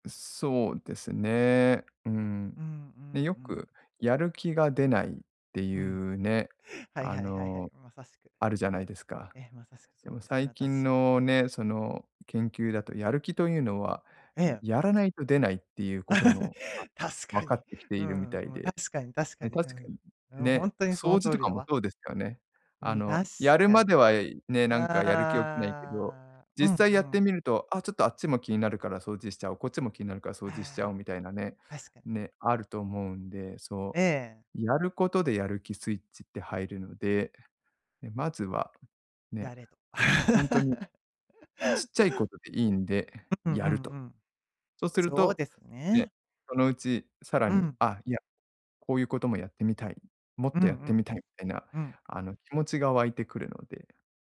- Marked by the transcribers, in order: chuckle; other noise; laugh
- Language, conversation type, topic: Japanese, advice, モチベーションを維持し続けるにはどうすればよいですか？